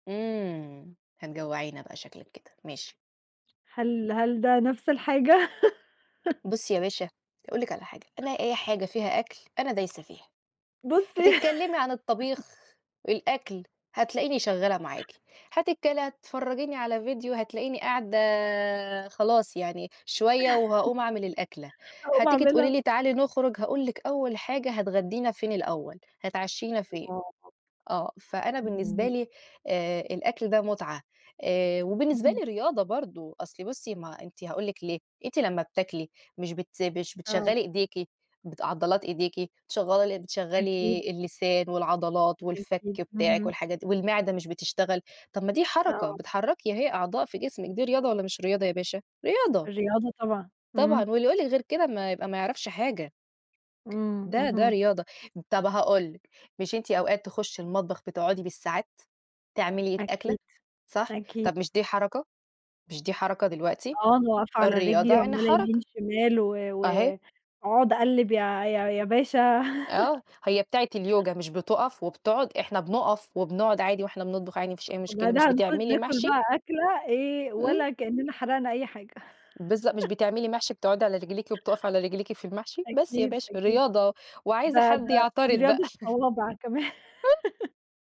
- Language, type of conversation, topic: Arabic, unstructured, هل بتفضل تتمرن في البيت ولا في الجيم؟
- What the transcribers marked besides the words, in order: laughing while speaking: "الحاجة؟"; tapping; chuckle; laughing while speaking: "بُصّي"; chuckle; chuckle; unintelligible speech; unintelligible speech; unintelligible speech; chuckle; chuckle; chuckle; laughing while speaking: "كمان"; other noise; laugh